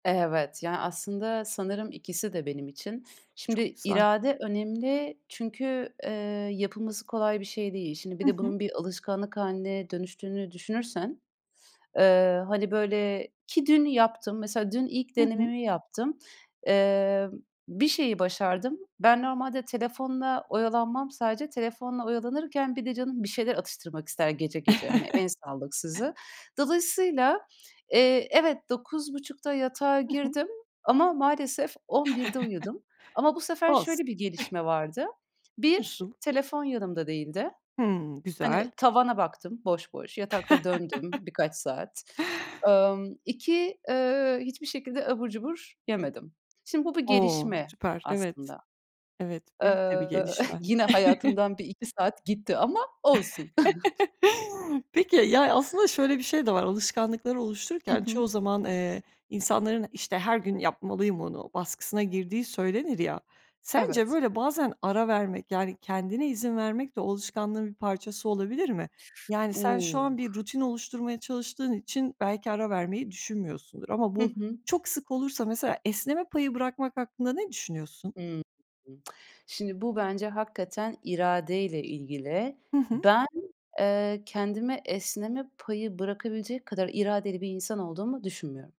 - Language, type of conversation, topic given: Turkish, podcast, Küçük alışkanlıkları kalıcı hâle getirmenin yolu nedir, ne önerirsin?
- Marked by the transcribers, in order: chuckle; chuckle; chuckle; laugh; chuckle; other background noise; tsk